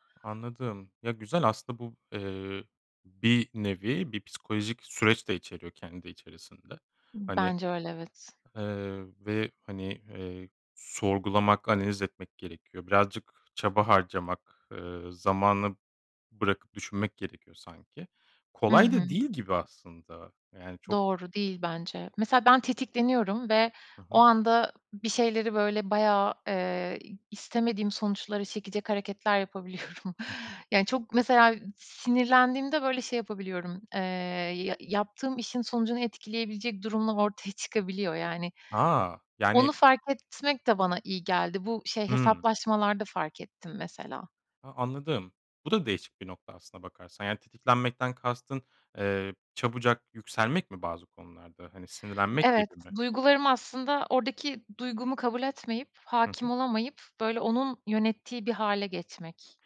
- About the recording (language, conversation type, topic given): Turkish, podcast, Başarısızlıktan sonra nasıl toparlanırsın?
- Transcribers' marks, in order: other background noise; laughing while speaking: "yapabiliyorum"